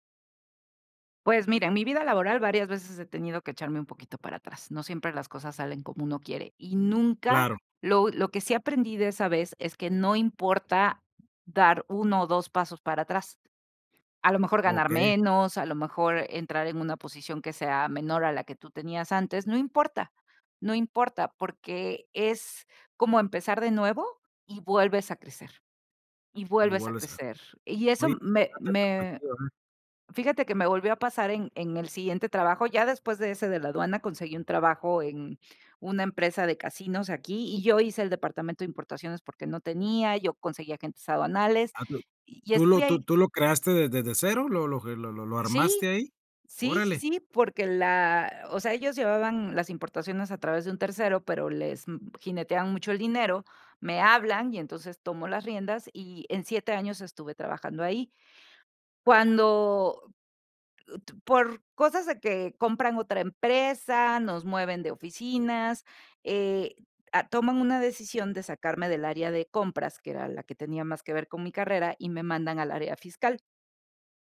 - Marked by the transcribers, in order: unintelligible speech
- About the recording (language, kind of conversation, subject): Spanish, podcast, ¿Cuándo aprendiste a ver el fracaso como una oportunidad?